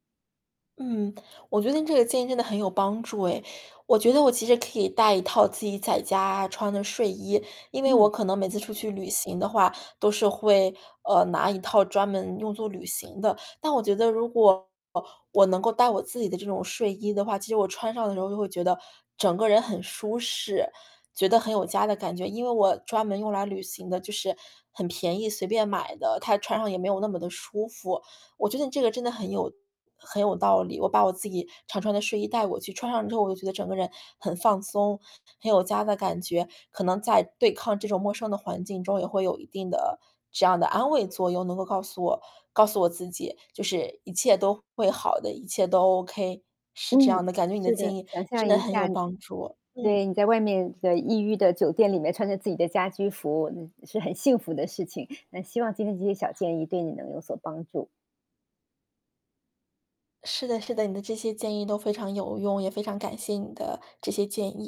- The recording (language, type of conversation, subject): Chinese, advice, 出门旅行时，我该如何应对并缓解旅行焦虑？
- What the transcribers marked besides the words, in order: distorted speech; static